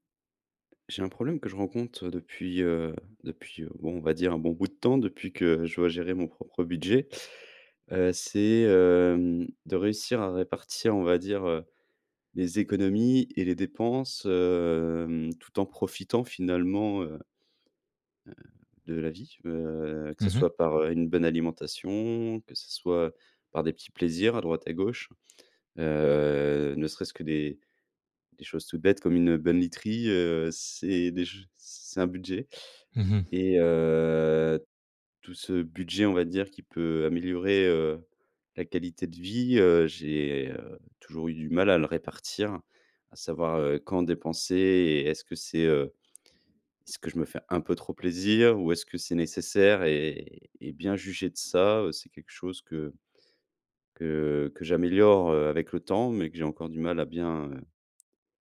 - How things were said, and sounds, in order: tapping
- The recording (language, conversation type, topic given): French, advice, Comment concilier qualité de vie et dépenses raisonnables au quotidien ?